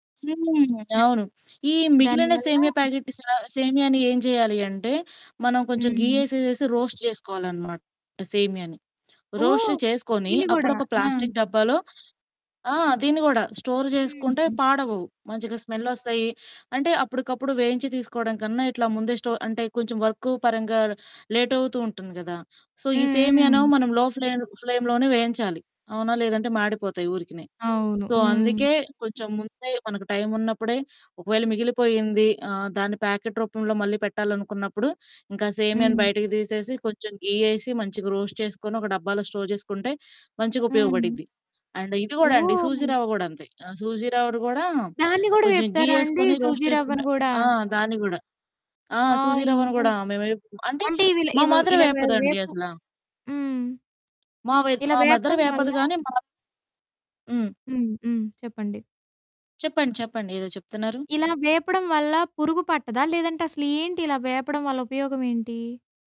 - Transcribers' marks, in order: other background noise; in English: "ప్యాకెట్"; in English: "ఘీ"; in English: "రోస్ట్"; in English: "రోస్ట్"; in English: "స్టోర్"; static; in English: "వర్క్"; in English: "సో"; in English: "లో ఫ్లేన్ ఫ్లేమ్‌లోనే"; in English: "సో"; in English: "ప్యాకెట్"; in English: "ఘీ"; in English: "రోస్ట్"; in English: "స్టోర్"; in English: "అండ్"; in English: "ఘీ"; in English: "రోస్ట్"; in English: "మదర్"; in English: "మదర్"
- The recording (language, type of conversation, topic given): Telugu, podcast, ఆరోగ్యాన్ని కాపాడుకుంటూ వంటగదిని ఎలా సవ్యంగా ఏర్పాటు చేసుకోవాలి?